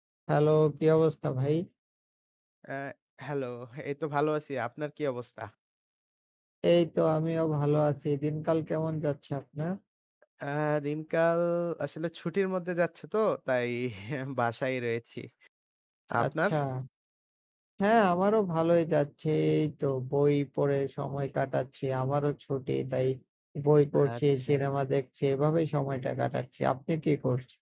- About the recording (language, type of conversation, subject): Bengali, unstructured, আপনি কীভাবে মনে করেন, ইতিহাসের ভুলগুলো থেকে আমরা কী শিখতে পারি?
- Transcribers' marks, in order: static; joyful: "হ্যালো! এই তো ভালো আছি। আপনার কি অবস্থা?"; chuckle; distorted speech